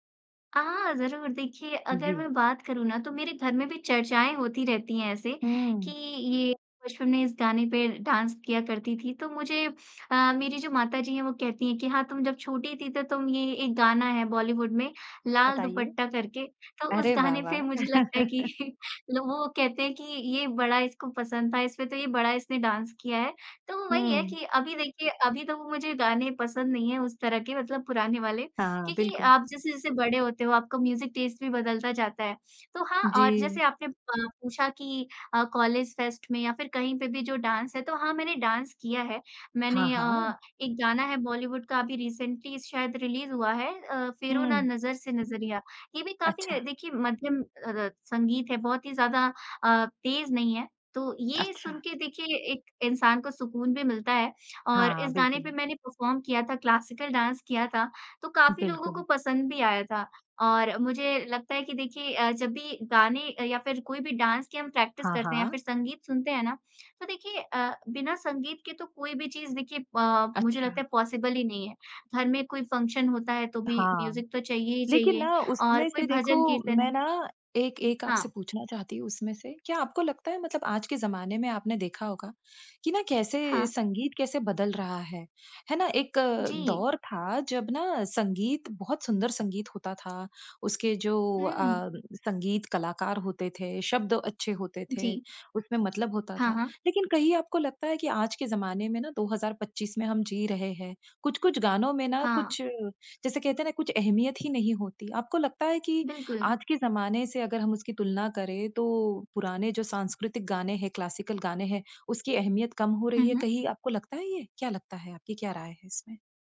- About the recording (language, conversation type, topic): Hindi, podcast, संगीत आपके मूड को कैसे बदल देता है?
- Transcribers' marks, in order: in English: "डांस"; joyful: "मुझे लगता है कि"; chuckle; laugh; in English: "डांस"; in English: "फेस्ट"; in English: "डांस"; in English: "डांस"; in English: "रिसेंटली"; in English: "रिलीज"; in English: "परफॉर्म"; in English: "क्लासिकल डांस"; in English: "डांस"; in English: "प्रैक्टिस"; in English: "पॉसिबल"; in English: "फंक्शन"; in English: "क्लासिकल"